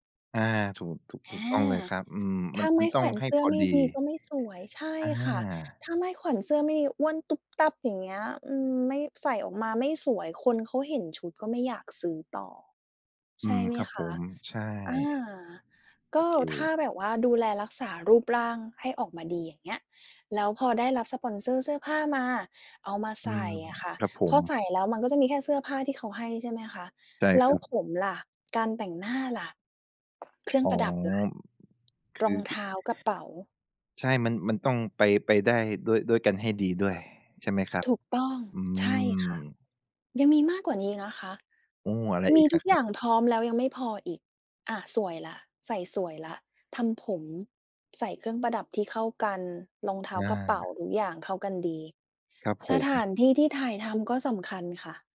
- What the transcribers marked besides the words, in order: tapping; other background noise
- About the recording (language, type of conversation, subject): Thai, podcast, เราจะรับเงินจากแบรนด์อย่างไรให้ยังคงความน่าเชื่อถืออยู่?